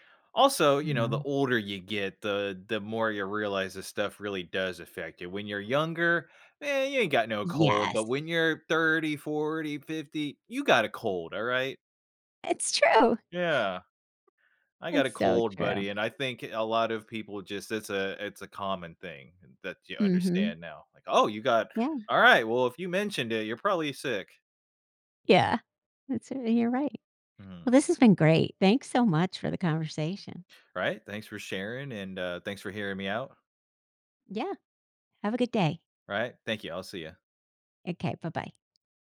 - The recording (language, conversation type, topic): English, unstructured, How should I decide who to tell when I'm sick?
- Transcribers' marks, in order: other background noise; tapping